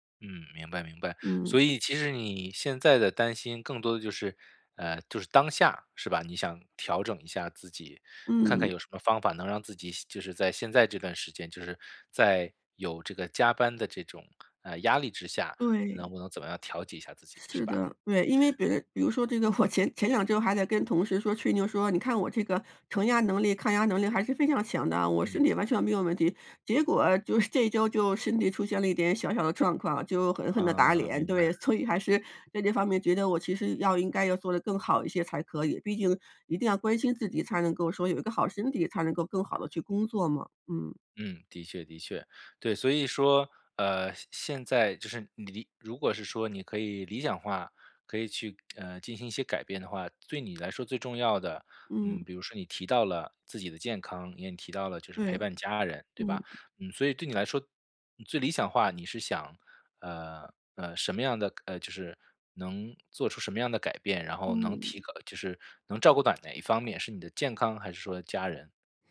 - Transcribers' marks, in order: laughing while speaking: "我前"; other background noise; laughing while speaking: "就是"; laughing while speaking: "所以"
- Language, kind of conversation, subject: Chinese, advice, 在家休息时难以放松身心